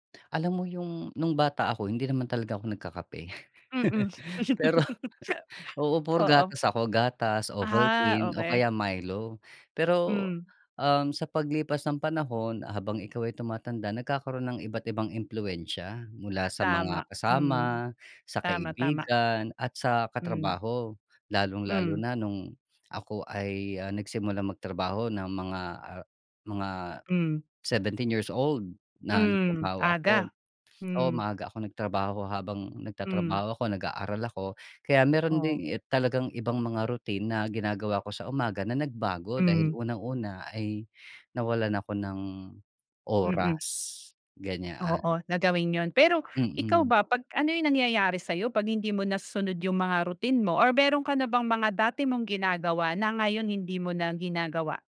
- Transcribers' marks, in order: laugh; chuckle; laughing while speaking: "Pero"
- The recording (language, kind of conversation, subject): Filipino, podcast, Ano ang ginagawa mo tuwing umaga para manatili kang masigla buong araw?